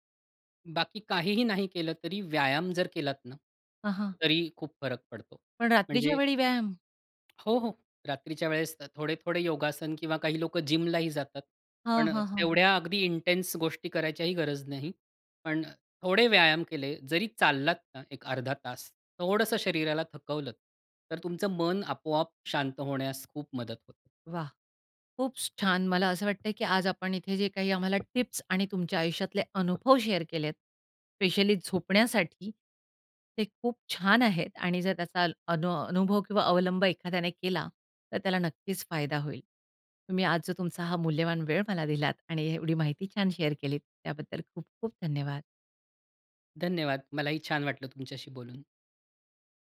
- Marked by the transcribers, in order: tapping; in English: "जिमलाही"; in English: "इंटेन्स"; in English: "शेअर"; in English: "शेअर"; other background noise
- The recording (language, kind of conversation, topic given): Marathi, podcast, रात्री झोपायला जाण्यापूर्वी तुम्ही काय करता?